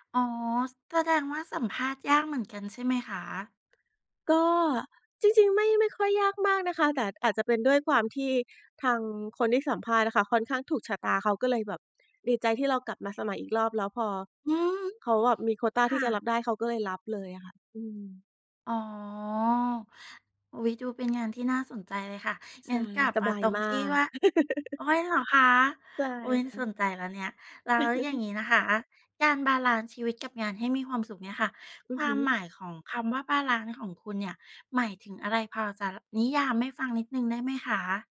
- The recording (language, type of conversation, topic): Thai, podcast, คุณทำอย่างไรถึงจะจัดสมดุลระหว่างชีวิตกับงานให้มีความสุข?
- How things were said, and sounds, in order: tapping; other background noise; laugh; laugh